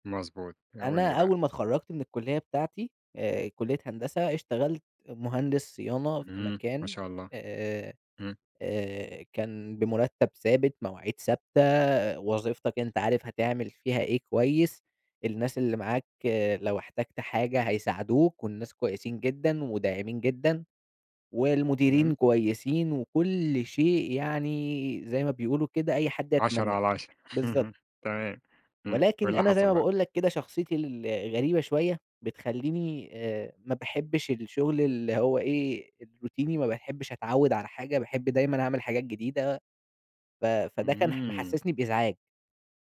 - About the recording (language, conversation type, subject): Arabic, podcast, احكيلي عن مرة قررت تطلع برا منطقة راحتك، إيه اللي حصل؟
- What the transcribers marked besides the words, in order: laugh; tapping; in English: "الروتيني"